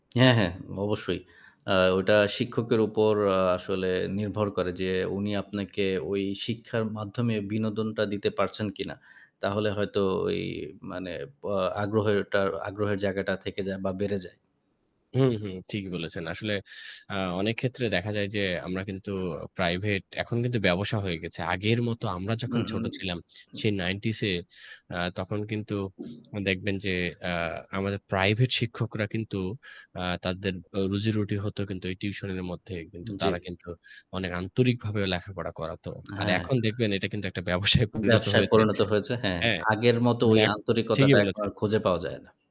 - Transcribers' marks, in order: other background noise; tapping; static; distorted speech
- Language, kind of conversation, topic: Bengali, unstructured, প্রাইভেট টিউশন কি শিক্ষাব্যবস্থার জন্য সহায়ক, নাকি বাধা?